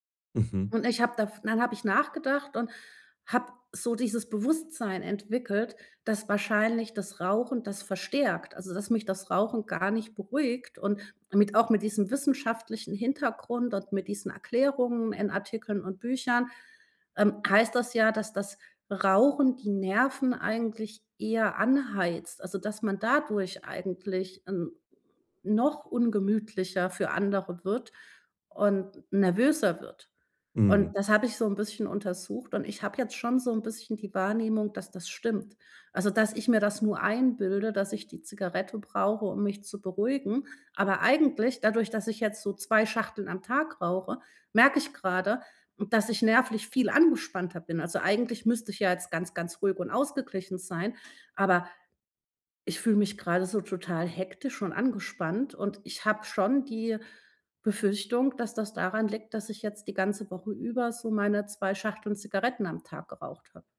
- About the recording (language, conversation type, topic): German, advice, Wie kann ich mit starken Gelüsten umgehen, wenn ich gestresst bin?
- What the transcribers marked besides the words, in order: other background noise